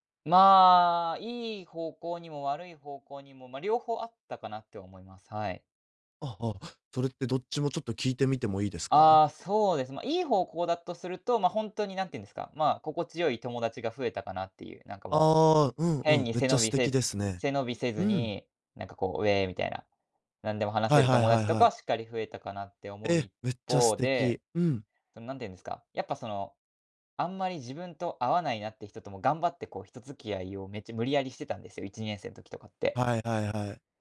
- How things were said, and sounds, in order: none
- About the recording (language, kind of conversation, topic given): Japanese, advice, SNSで見せる自分と実生活のギャップに疲れているのはなぜですか？